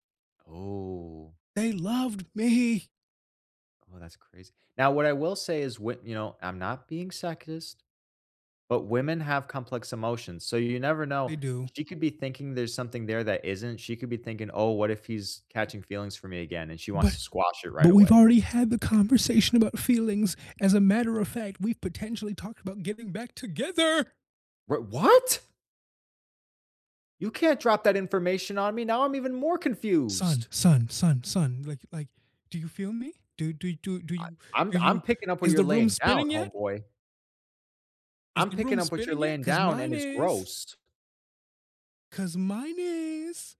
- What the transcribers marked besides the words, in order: tapping; other background noise
- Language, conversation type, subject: English, unstructured, What is a good way to bring up a problem without starting a fight?
- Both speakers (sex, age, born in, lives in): male, 25-29, United States, United States; male, 30-34, United States, United States